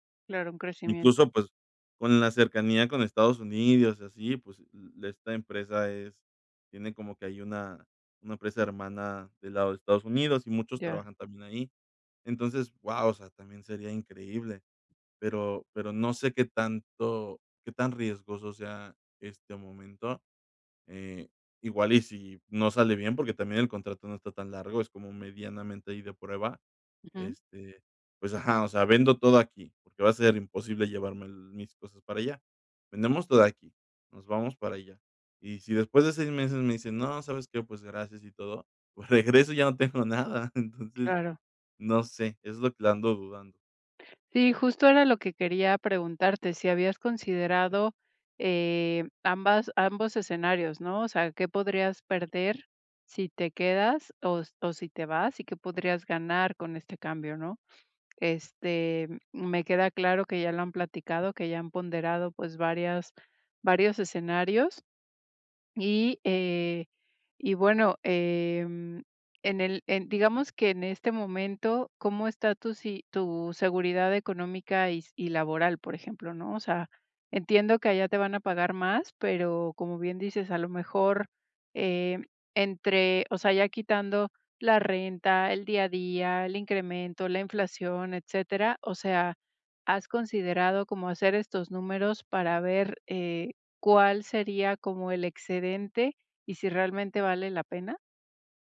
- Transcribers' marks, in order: laughing while speaking: "tengo nada. Entonces"; other noise
- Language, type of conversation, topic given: Spanish, advice, ¿Cómo puedo equilibrar el riesgo y la oportunidad al decidir cambiar de trabajo?